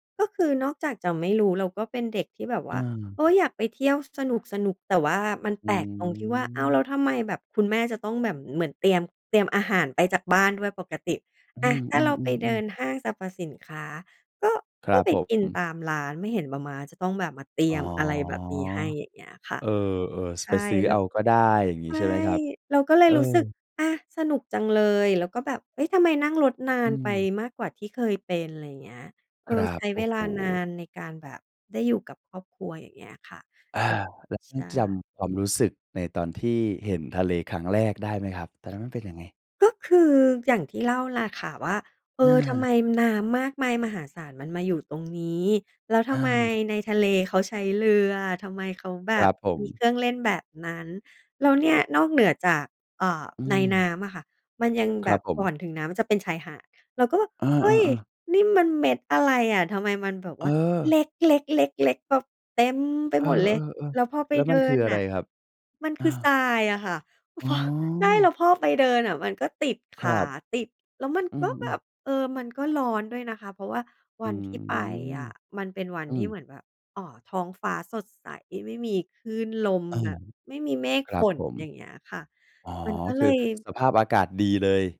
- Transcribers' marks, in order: drawn out: "อ๋อ"; other background noise; surprised: "เฮ้ย ! นี่มันเม็ดอะไรอะ"; surprised: "เออ"; stressed: "เต็ม"; laughing while speaking: "พอ"
- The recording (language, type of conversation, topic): Thai, podcast, ท้องทะเลที่เห็นครั้งแรกส่งผลต่อคุณอย่างไร?
- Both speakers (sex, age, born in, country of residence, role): female, 40-44, Thailand, Thailand, guest; male, 20-24, Thailand, Thailand, host